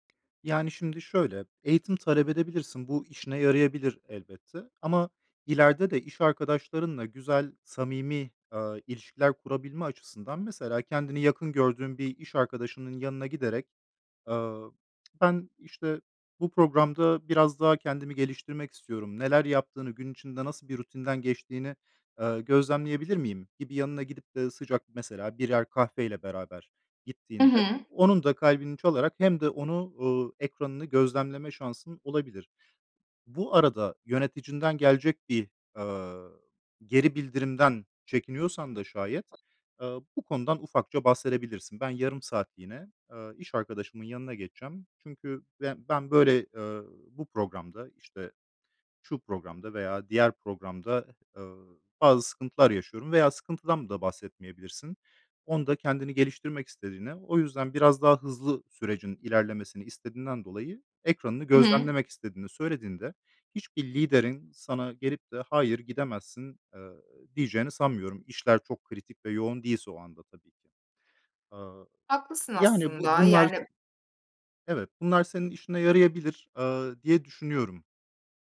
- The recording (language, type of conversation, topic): Turkish, advice, İş yerindeki yeni teknolojileri öğrenirken ve çalışma biçimindeki değişikliklere uyum sağlarken nasıl bir yol izleyebilirim?
- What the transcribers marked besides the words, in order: other background noise